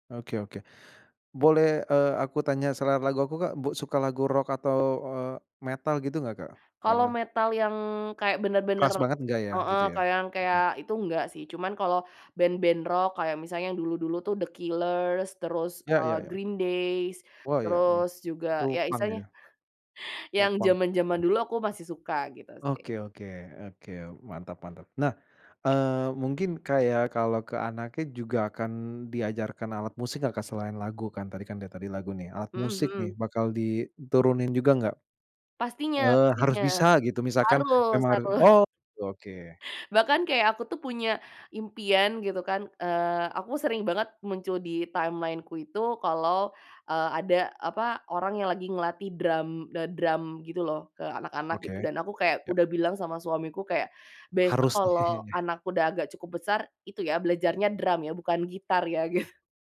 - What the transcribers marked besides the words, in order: laugh; in English: "timeline-ku"; laugh; laughing while speaking: "gitu"
- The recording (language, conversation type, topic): Indonesian, podcast, Lagu apa yang ingin kamu ajarkan kepada anakmu kelak?